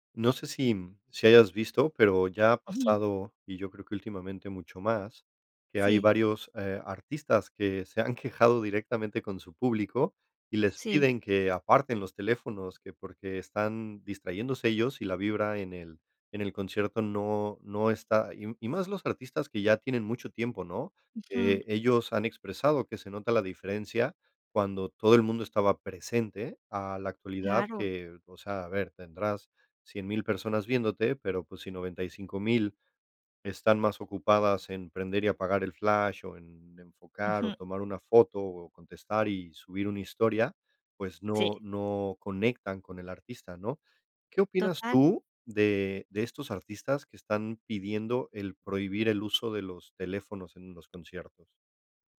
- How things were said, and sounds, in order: other background noise
- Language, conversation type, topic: Spanish, podcast, ¿Qué opinas de la gente que usa el celular en conciertos?